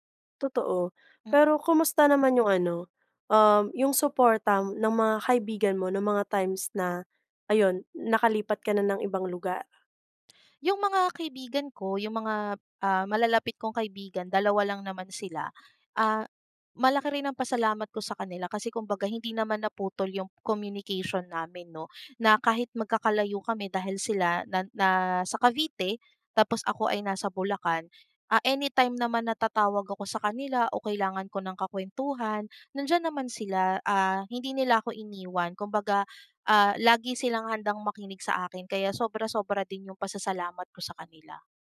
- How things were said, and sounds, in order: other background noise
- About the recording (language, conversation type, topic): Filipino, podcast, Ano ang papel ng pamilya o mga kaibigan sa iyong kalusugan at kabutihang-pangkalahatan?